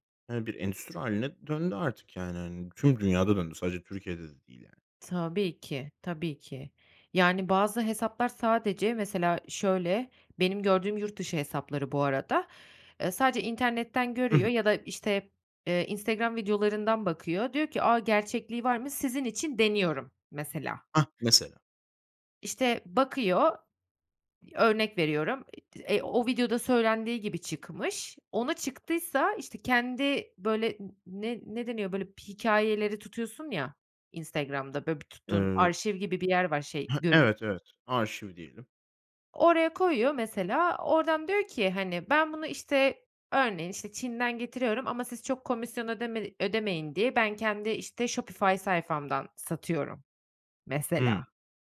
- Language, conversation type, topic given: Turkish, podcast, Influencerlar reklam yaptığında güvenilirlikleri nasıl etkilenir?
- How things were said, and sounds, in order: none